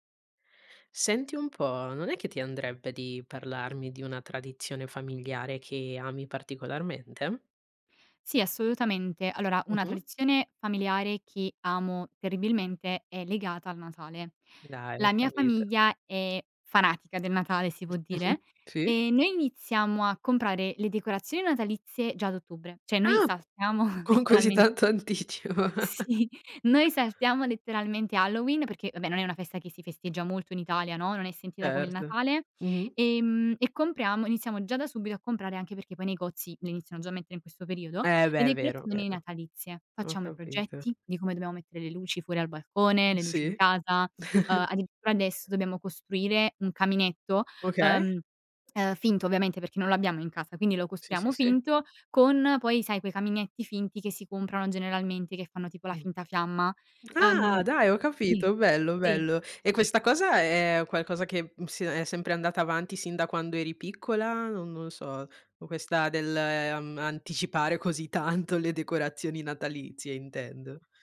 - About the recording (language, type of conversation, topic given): Italian, podcast, Qual è una tradizione di famiglia a cui sei particolarmente affezionato?
- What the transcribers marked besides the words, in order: tapping; chuckle; "Cioè" said as "ceh"; chuckle; other background noise; laughing while speaking: "sì"; laughing while speaking: "Con così tanto anticio?"; "anticipo" said as "anticio"; "vabbè" said as "abbè"; chuckle; "negozi" said as "necozi"; chuckle; lip smack; laughing while speaking: "così tanto"